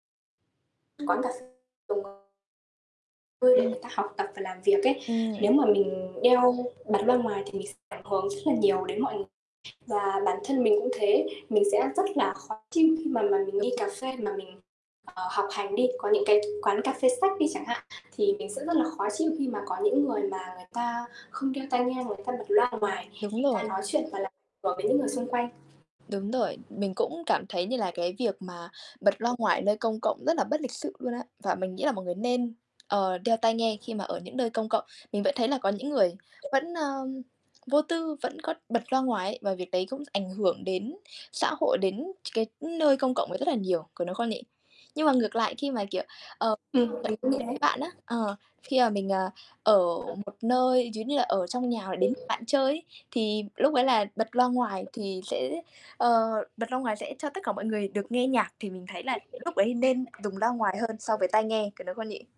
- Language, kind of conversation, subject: Vietnamese, unstructured, Bạn thích nghe nhạc bằng tai nghe hay loa ngoài hơn?
- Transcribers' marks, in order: distorted speech; mechanical hum; other background noise; tapping; unintelligible speech; unintelligible speech